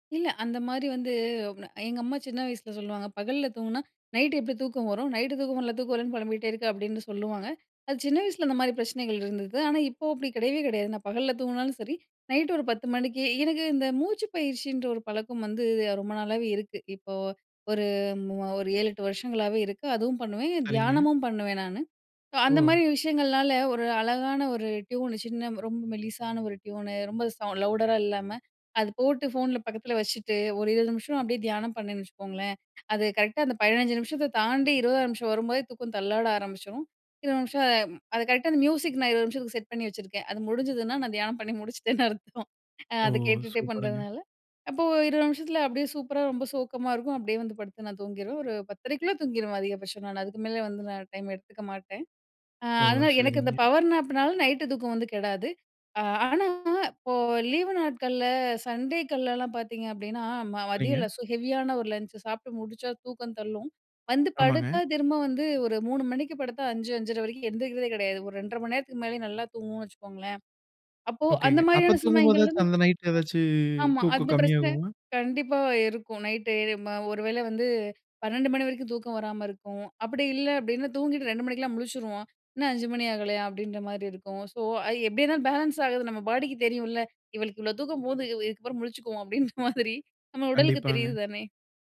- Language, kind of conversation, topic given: Tamil, podcast, சிறு தூக்கம் உங்களுக்கு எப்படிப் பயனளிக்கிறது?
- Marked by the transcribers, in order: unintelligible speech; "எனக்கு" said as "இறுக்கு"; in English: "ட்யூன்"; other background noise; in English: "ட்யூனு"; in English: "சவுண் லவுடரா"; laughing while speaking: "முடிச்சிட்டேன்னு அர்த்தம்"; in English: "பவர் நேப்னால, நைட்‌டு"; in English: "ஸோ ஹெவியான"; drawn out: "எதாச்சு"; in English: "பேலன்ஸ்"; laughing while speaking: "அப்டின்ற மாதிரி"